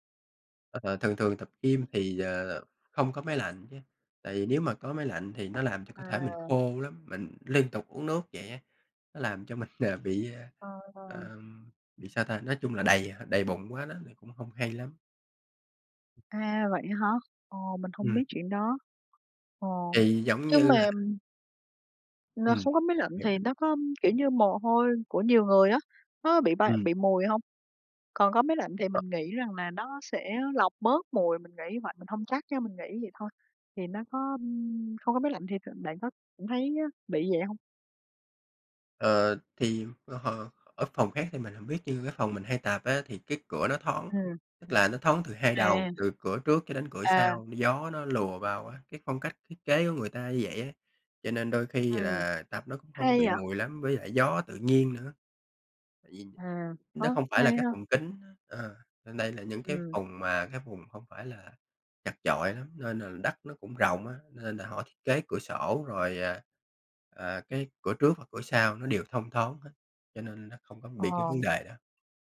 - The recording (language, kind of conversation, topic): Vietnamese, unstructured, Bạn có thể chia sẻ cách bạn duy trì động lực khi tập luyện không?
- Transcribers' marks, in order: other background noise; tapping; unintelligible speech